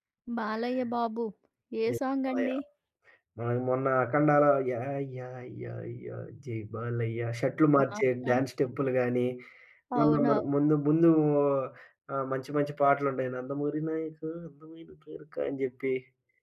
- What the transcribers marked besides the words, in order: singing: "యా యా యా యా జై బాలయ్య"; in English: "డాన్స్"; singing: "నందమూరి నాయఖ అందమైన కోరిక"
- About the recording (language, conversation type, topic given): Telugu, podcast, పార్టీ కోసం పాటల జాబితా తయారుచేస్తే మీరు ముందుగా ఏమి చేస్తారు?